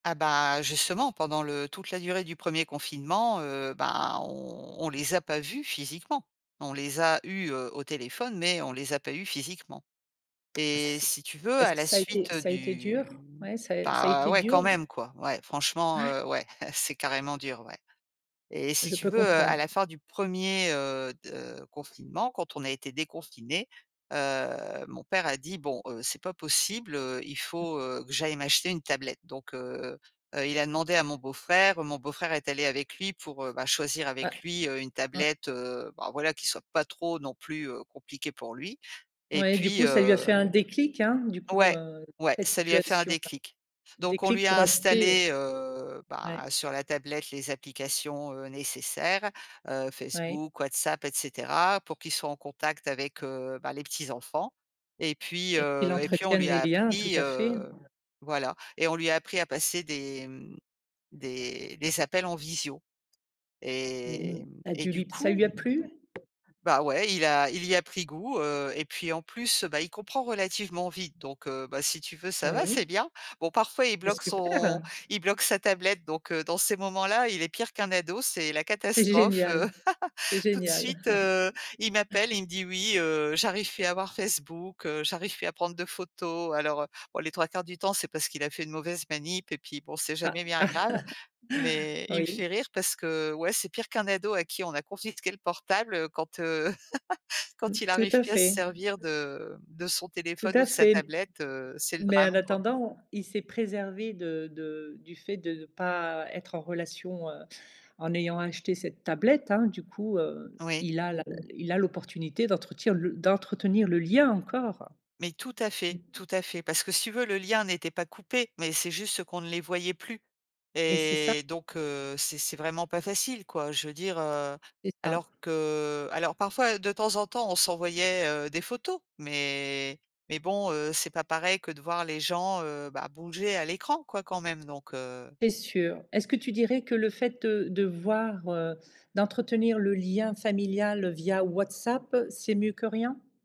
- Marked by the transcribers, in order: drawn out: "du"; other background noise; chuckle; tapping; laugh; chuckle; laugh; laugh; "d'entretenir" said as "entretir"
- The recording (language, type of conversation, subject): French, podcast, Comment entretenir le lien quand sa famille est loin ?
- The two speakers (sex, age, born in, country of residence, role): female, 50-54, France, France, guest; female, 55-59, France, Portugal, host